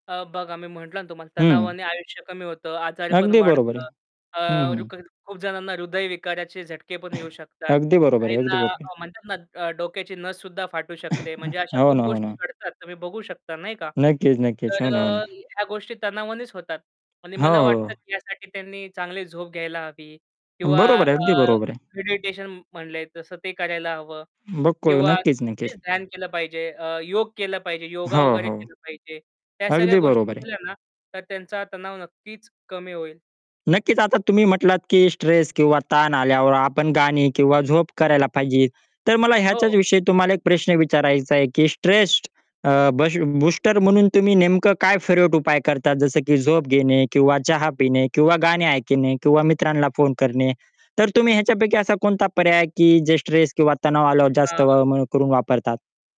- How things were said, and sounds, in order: static; tapping; other background noise; chuckle; mechanical hum; "बघतोय" said as "बकोय"; distorted speech; "पाहिजे" said as "पाहिजीत"
- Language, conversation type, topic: Marathi, podcast, तुम्हाला तणाव आला की तुम्ही काय करता?